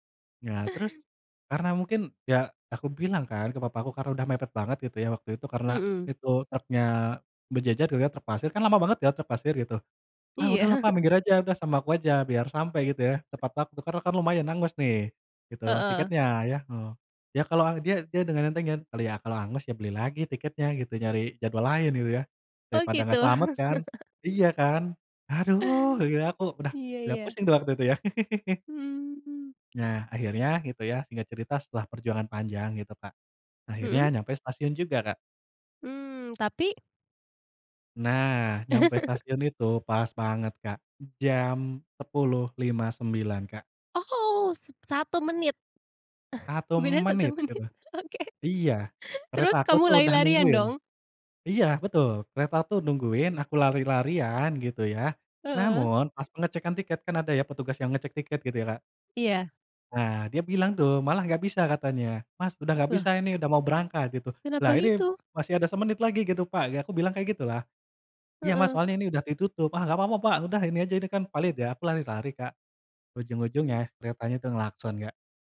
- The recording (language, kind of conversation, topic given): Indonesian, podcast, Pernahkah kamu mengalami kejadian ketinggalan pesawat atau kereta, dan bagaimana ceritanya?
- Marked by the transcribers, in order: laughing while speaking: "Iya"; other background noise; laughing while speaking: "gitu?"; put-on voice: "aduh"; chuckle; tapping; chuckle; laughing while speaking: "Beda satu menit? Oke"